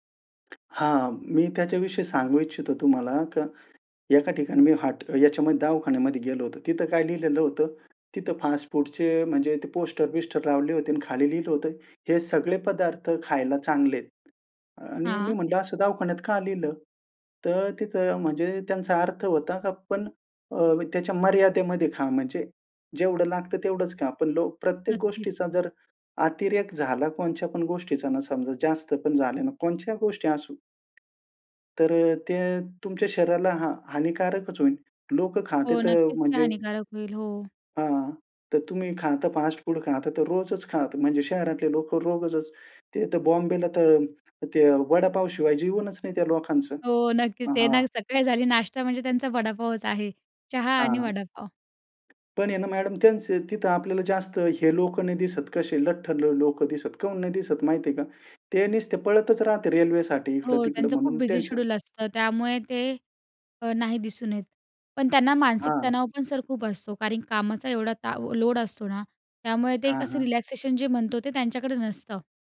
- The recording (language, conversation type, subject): Marathi, podcast, कुटुंबात निरोगी सवयी कशा रुजवता?
- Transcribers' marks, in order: tapping